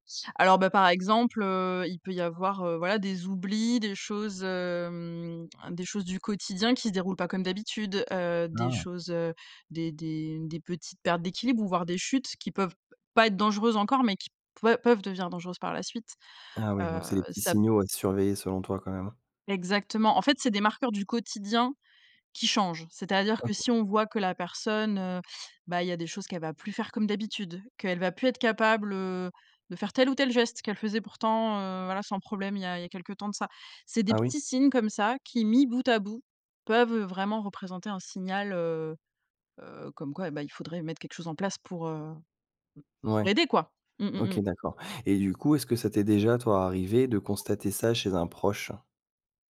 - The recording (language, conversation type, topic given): French, podcast, Comment est-ce qu’on aide un parent qui vieillit, selon toi ?
- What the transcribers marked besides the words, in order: drawn out: "hem"